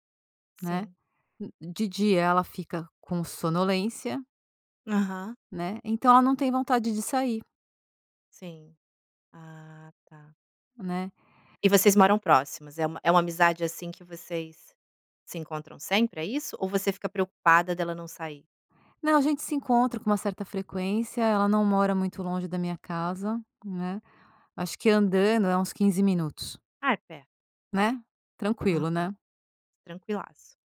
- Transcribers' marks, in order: tapping
- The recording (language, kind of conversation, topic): Portuguese, podcast, Quando é a hora de insistir e quando é melhor desistir?